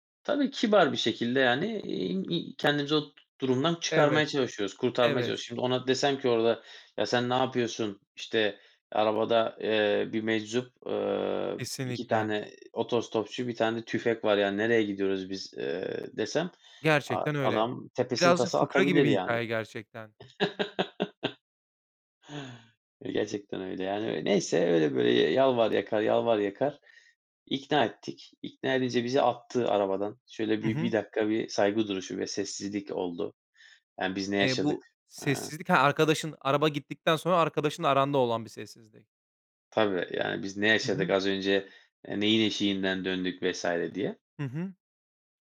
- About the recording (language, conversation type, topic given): Turkish, podcast, Yolda başına gelen en komik aksilik neydi?
- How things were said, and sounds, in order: laugh